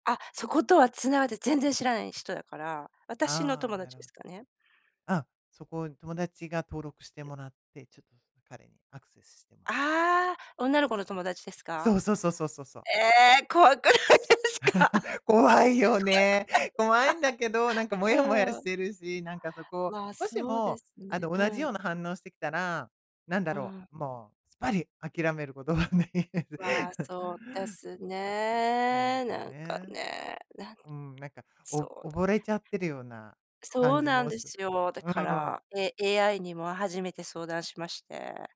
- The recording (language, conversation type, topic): Japanese, advice, 失恋のあと、新しい恋を始めるのが不安なときはどうしたらいいですか？
- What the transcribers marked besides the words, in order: other noise; laughing while speaking: "怖くないですか？怖くないか？"; laugh; laughing while speaking: "考え"; unintelligible speech